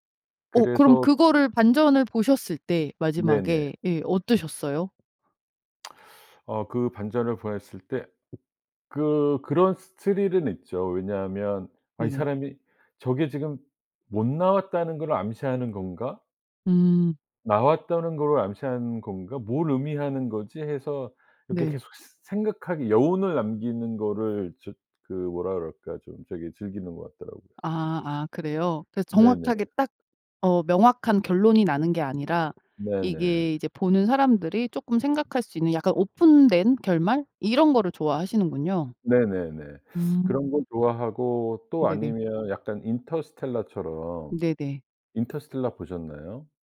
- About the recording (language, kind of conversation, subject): Korean, podcast, 가장 좋아하는 영화와 그 이유는 무엇인가요?
- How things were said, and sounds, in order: other background noise